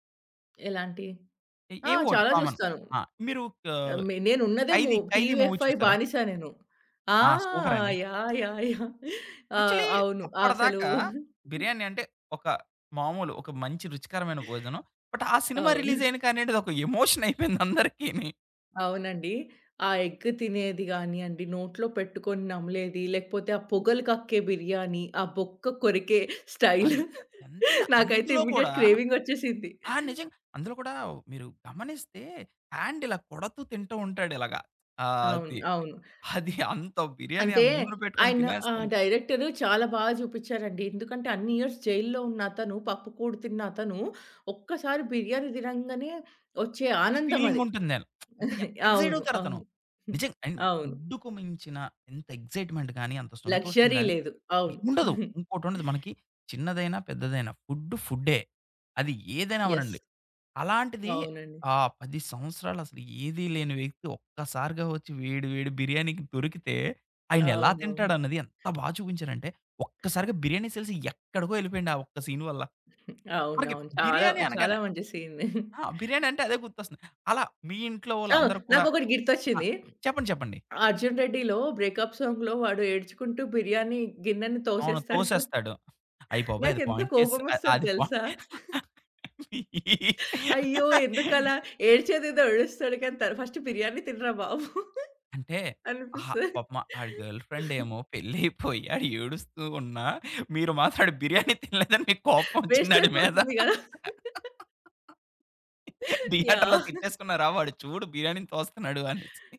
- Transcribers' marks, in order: in English: "కామన్"; in English: "మూవీ"; in English: "టీవీఎఫ్ఐ"; in English: "సూపర్"; in English: "యాక్చువల్లీ"; giggle; in English: "బట్"; in English: "రిలీజ్"; giggle; in English: "ఎమోషన్"; laughing while speaking: "అయిపోయిందందరికిని"; in English: "ఎగ్"; chuckle; in English: "స్టైల్"; in English: "ఇమ్మీడియేట్ క్రేవింగ్"; in English: "హ్యాండ్"; other background noise; in English: "ఇయర్స్"; in English: "ఫీలింగ్"; lip smack; in English: "ఎక్సైట్"; chuckle; in English: "ఫుడ్‌కు"; in English: "ఎక్సైట్‌మెంట్‌గాని"; in English: "లక్సరీ"; giggle; in English: "ఫుడ్"; in English: "యెస్"; in English: "సేల్స్"; in English: "సీన్"; in English: "సీన్‌ది"; giggle; in English: "బ్రేకప్ సాంగ్‌లో"; giggle; in English: "పాయింట్"; chuckle; in English: "పాయింట్"; laugh; in English: "ఫస్ట్"; giggle; laughing while speaking: "పెళ్ళైపోయి ఆడు ఏడుస్తూ ఉన్నా మీరు … బిర్యానీని తోస్తున్నాడు అనేసి"; in English: "వేస్ట్"; in English: "థియేటర్‌లో"; giggle; giggle
- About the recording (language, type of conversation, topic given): Telugu, podcast, మనసుకు నచ్చే వంటకం ఏది?